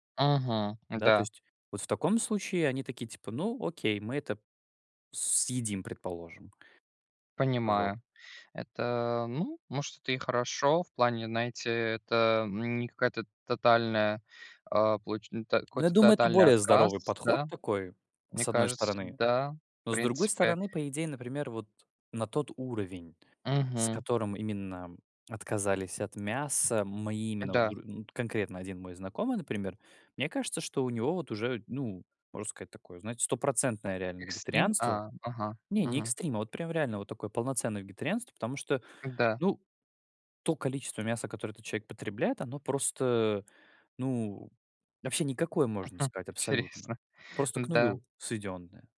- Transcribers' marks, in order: tapping; chuckle
- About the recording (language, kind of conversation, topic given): Russian, unstructured, Почему многие считают, что вегетарианство навязывается обществу?